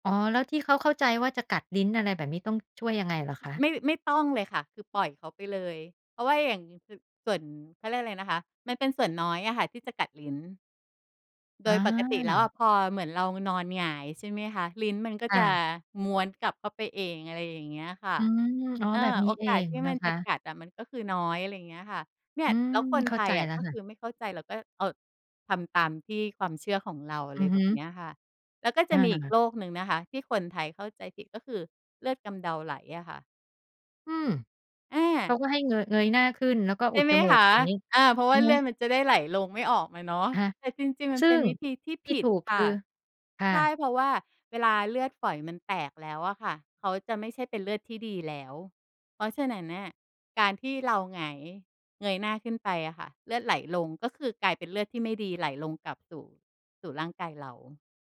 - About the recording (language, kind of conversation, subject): Thai, podcast, คุณมีวิธีฝึกทักษะใหม่ให้ติดตัวอย่างไร?
- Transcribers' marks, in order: tapping